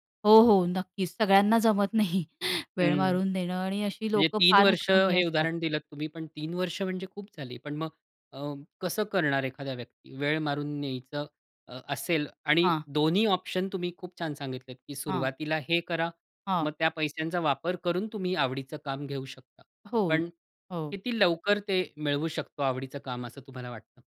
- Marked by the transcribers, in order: laughing while speaking: "नाही"
- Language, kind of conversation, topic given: Marathi, podcast, आवडीचं काम की जास्त पगाराचं काम—निर्णय कसा घ्याल?